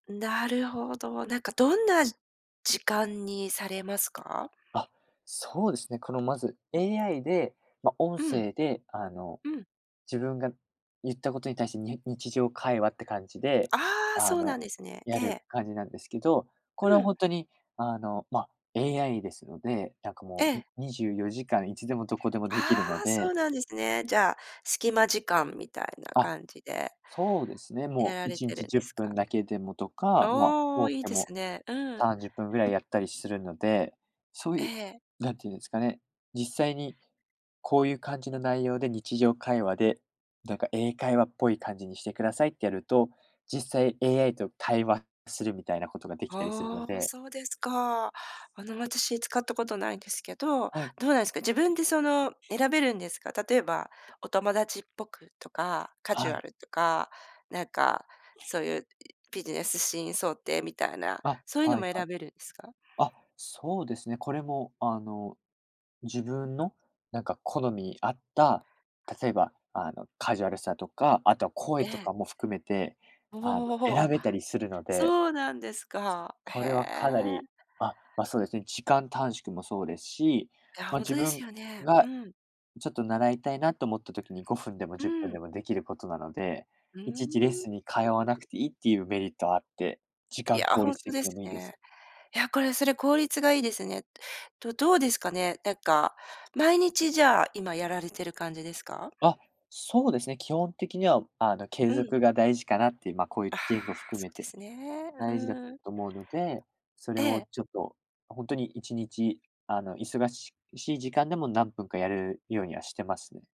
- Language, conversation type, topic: Japanese, podcast, 時間がないときは、どのように学習すればよいですか？
- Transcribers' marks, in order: tapping; other background noise